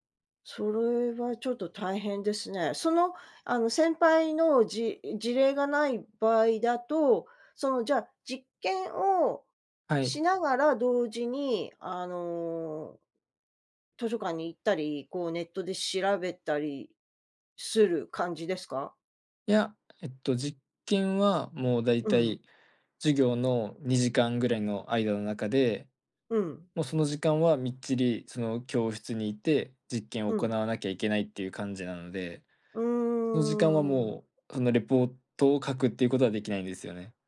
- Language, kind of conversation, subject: Japanese, advice, 締め切りにいつもギリギリで焦ってしまうのはなぜですか？
- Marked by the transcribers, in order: other background noise